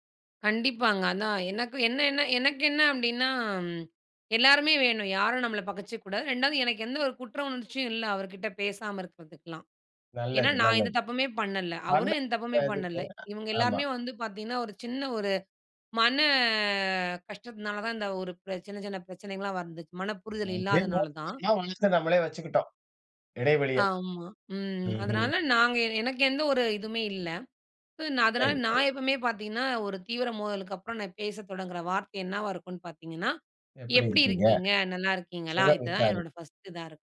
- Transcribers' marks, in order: other noise; drawn out: "மன"; unintelligible speech; in English: "பஸ்ட்"
- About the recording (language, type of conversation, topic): Tamil, podcast, தீவிரமான மோதலுக்குப் பிறகு உரையாடலை மீண்டும் தொடங்க நீங்கள் எந்த வார்த்தைகளைப் பயன்படுத்துவீர்கள்?